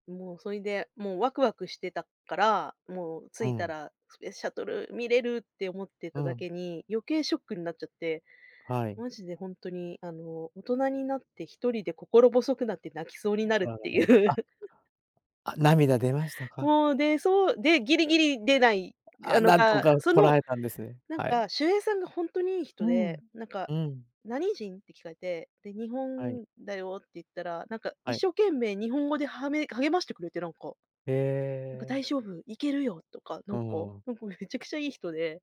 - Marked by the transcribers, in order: unintelligible speech; laughing while speaking: "っていう"; laughing while speaking: "めちゃくちゃ"
- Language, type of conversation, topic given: Japanese, podcast, 旅先で起きたハプニングを教えてくれますか？